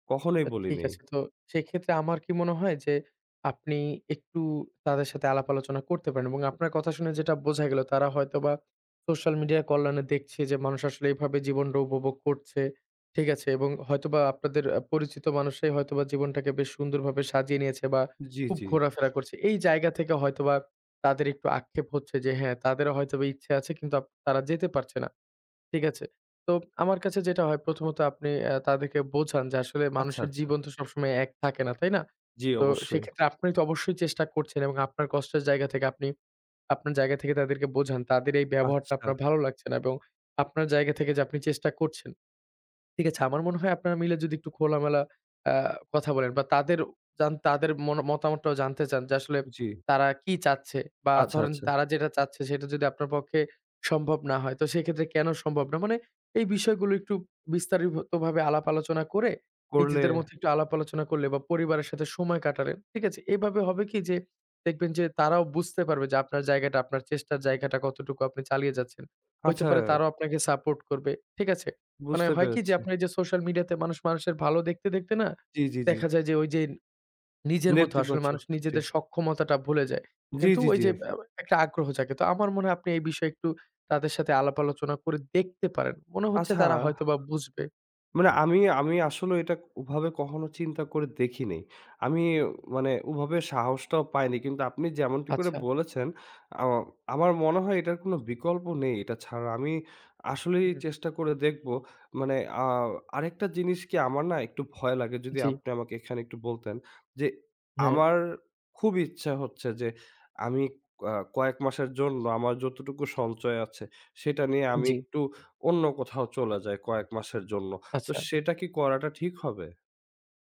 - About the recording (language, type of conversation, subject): Bengali, advice, আমি কীভাবে একই ধরনের সম্পর্কভাঙার বারবার পুনরাবৃত্তি বন্ধ করতে পারি?
- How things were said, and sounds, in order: tapping; "জীবনটা" said as "জীবনডা"; other noise; "বিস্তারিত" said as "বিস্তারিভ"